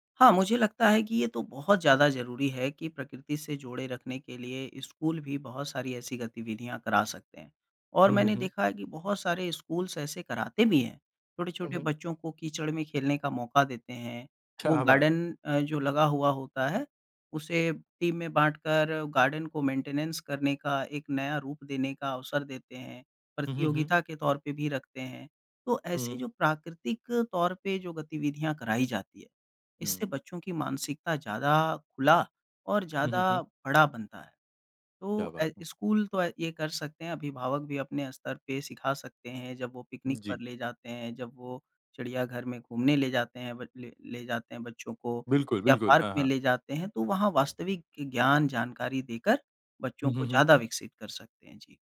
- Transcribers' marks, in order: in English: "स्कूल्स"; laughing while speaking: "क्या बात!"; in English: "गार्डन"; in English: "टीम"; in English: "गार्डन"; in English: "मेंटेनेंस"; in English: "पार्क"
- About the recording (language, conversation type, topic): Hindi, podcast, बच्चों को प्रकृति से जोड़े रखने के प्रभावी तरीके